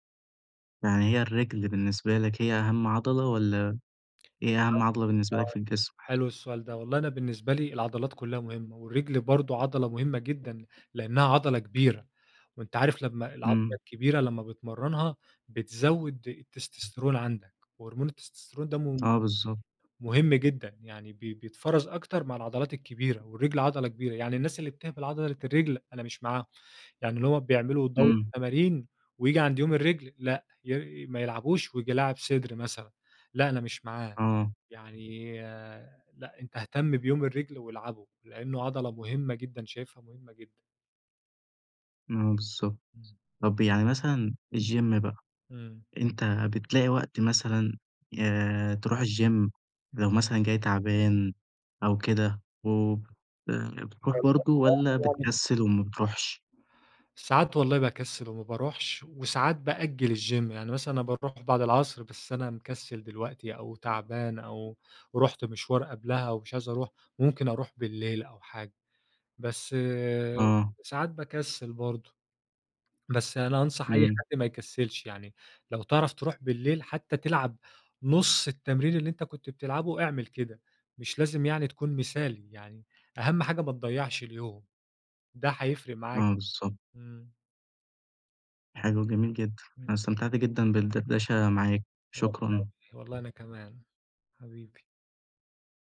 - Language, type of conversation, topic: Arabic, podcast, إزاي تحافظ على نشاطك البدني من غير ما تروح الجيم؟
- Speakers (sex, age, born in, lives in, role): male, 20-24, Egypt, Egypt, host; male, 25-29, Egypt, Egypt, guest
- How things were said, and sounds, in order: tapping; background speech; other background noise; in English: "الgym"; in English: "الgym"; unintelligible speech; in English: "الgym"; stressed: "نص"